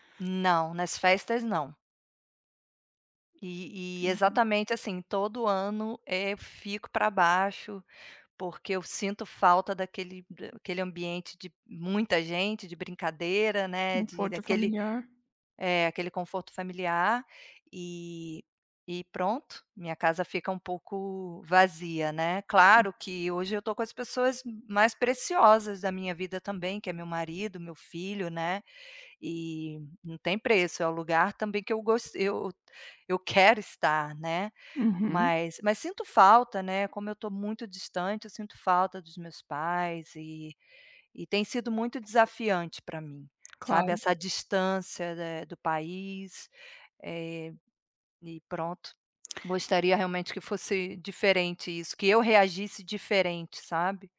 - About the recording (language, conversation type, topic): Portuguese, advice, Como posso lidar com a saudade do meu ambiente familiar desde que me mudei?
- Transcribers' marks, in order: tapping; other background noise